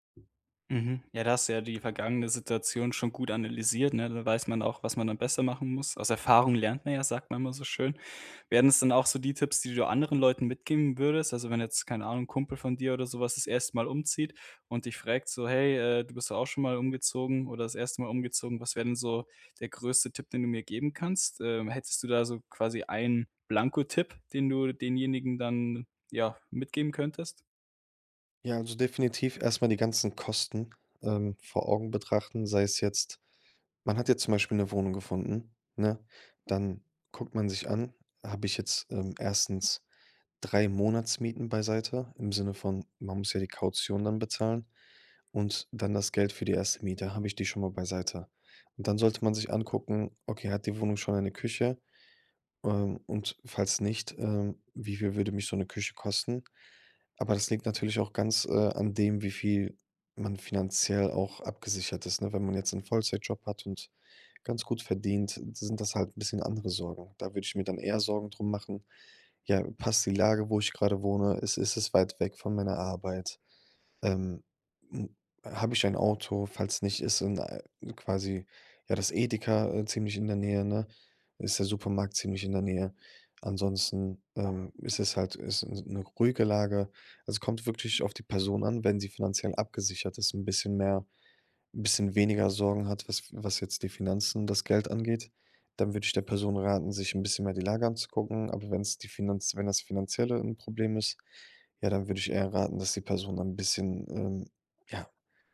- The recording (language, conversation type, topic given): German, podcast, Wie war dein erster großer Umzug, als du zum ersten Mal allein umgezogen bist?
- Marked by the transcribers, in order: "fragt" said as "frägt"